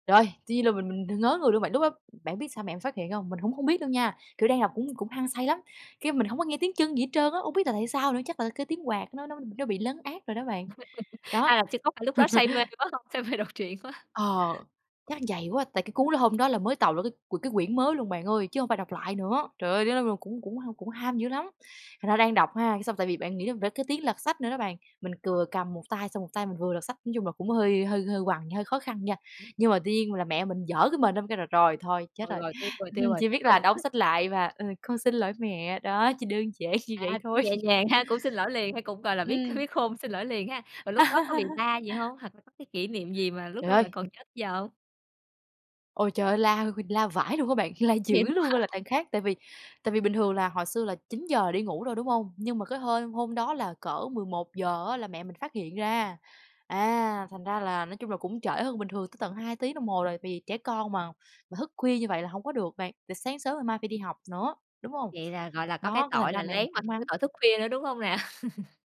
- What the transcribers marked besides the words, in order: giggle; chuckle; laughing while speaking: "Say mê"; unintelligible speech; tapping; "vừa" said as "cừa"; unintelligible speech; scoff; laughing while speaking: "giản"; chuckle; unintelligible speech; chuckle
- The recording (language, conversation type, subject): Vietnamese, podcast, Bạn có kỷ niệm nào gắn liền với những cuốn sách truyện tuổi thơ không?